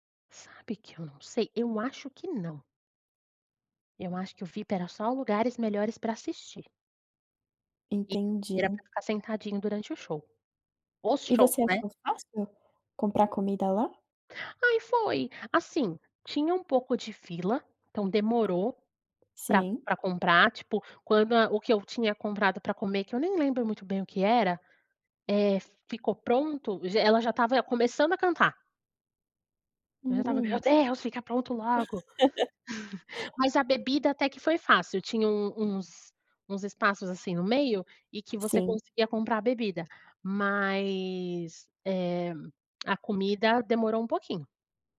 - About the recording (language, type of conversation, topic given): Portuguese, podcast, Qual foi o show ao vivo que mais te marcou?
- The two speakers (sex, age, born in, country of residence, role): female, 25-29, Brazil, Belgium, host; female, 30-34, Brazil, Portugal, guest
- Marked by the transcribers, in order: put-on voice: "Meu Deus, fica pronto logo!"; laugh; chuckle